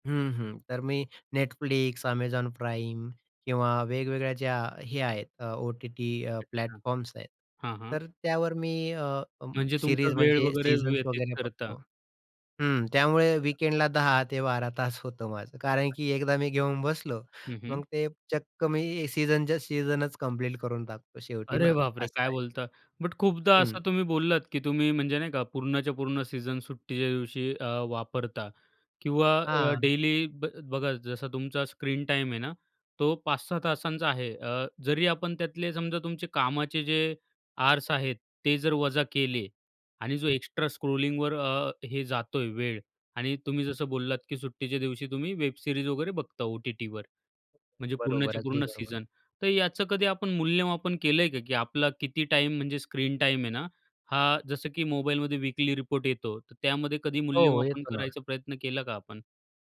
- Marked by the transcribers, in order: tapping; in English: "ओ-टी-टी"; in English: "प्लॅटफॉर्म्स"; in English: "सीरीज"; in English: "वीकेंडला"; chuckle; in English: "स्क्रोलिंगवर"; other noise; in English: "वेब सीरीज"; in English: "ओ-टी-टीवर"; other background noise
- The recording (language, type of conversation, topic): Marathi, podcast, तुम्ही रोज साधारण किती वेळ फोन वापरता, आणि त्याबद्दल तुम्हाला काय वाटतं?